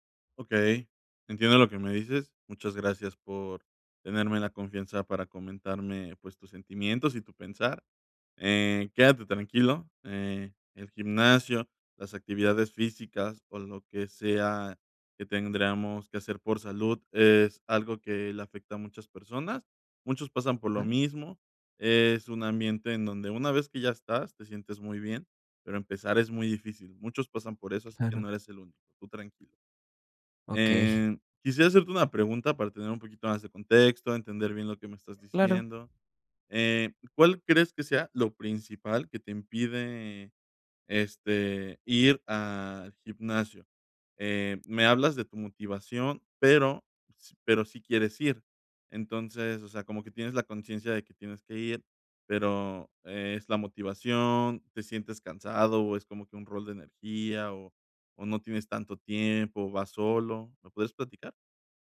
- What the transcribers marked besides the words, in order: none
- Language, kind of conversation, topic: Spanish, advice, ¿Qué te dificulta empezar una rutina diaria de ejercicio?